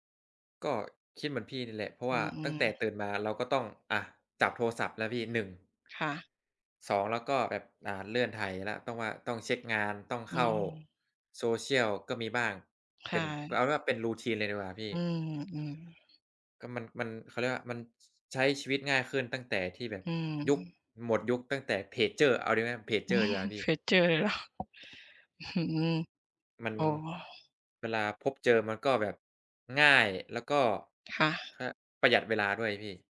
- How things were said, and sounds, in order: other background noise; breath; in English: "routine"; tapping; chuckle
- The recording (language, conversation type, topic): Thai, unstructured, เทคโนโลยีได้เปลี่ยนแปลงวิถีชีวิตของคุณอย่างไรบ้าง?
- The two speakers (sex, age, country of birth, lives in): female, 25-29, Thailand, Thailand; male, 20-24, Thailand, Thailand